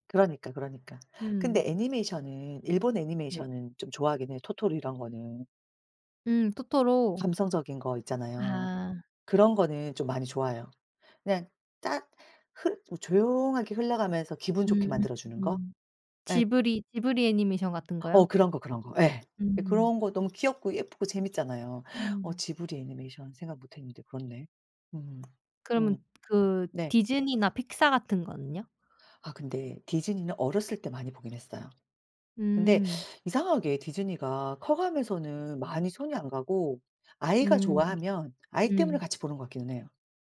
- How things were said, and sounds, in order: other background noise; gasp; tapping; teeth sucking
- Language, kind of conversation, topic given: Korean, unstructured, 어렸을 때 가장 좋아했던 만화나 애니메이션은 무엇인가요?